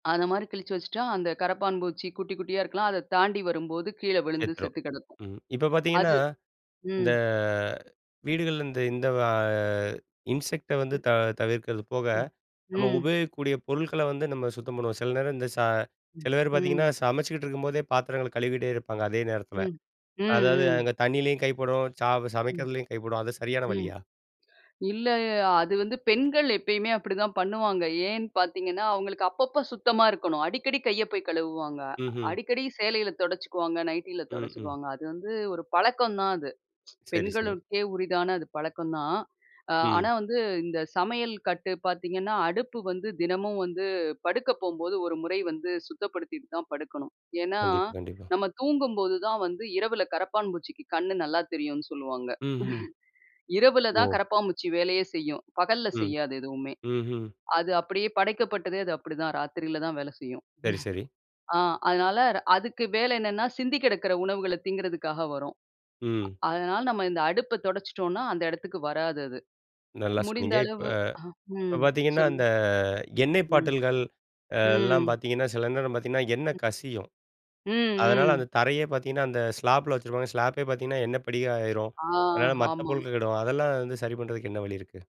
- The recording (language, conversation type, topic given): Tamil, podcast, சமையலறையை எப்படிச் சீராக வைத்துக் கொள்கிறீர்கள்?
- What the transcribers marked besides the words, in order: drawn out: "இந்த"; tapping; in English: "இன்செக்ட்ட"; tsk; "உரித்தான" said as "உரிதான"; other background noise; chuckle; chuckle; other noise; drawn out: "அந்த"; drawn out: "ம்"; in English: "ஸ்லாப்பில"; drawn out: "ம்"; in English: "ஸ்லாப்பே"; "ஆமா" said as "ஹாமா"